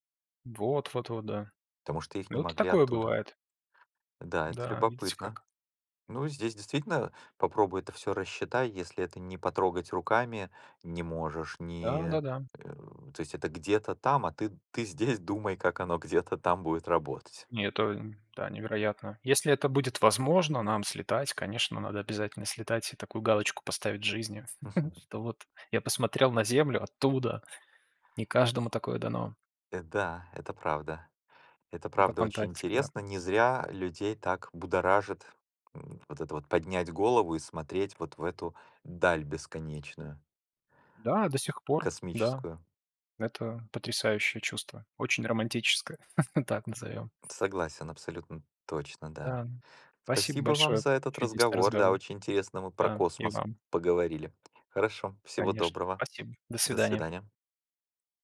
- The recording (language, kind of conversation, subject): Russian, unstructured, Почему люди изучают космос и что это им даёт?
- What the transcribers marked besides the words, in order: chuckle; chuckle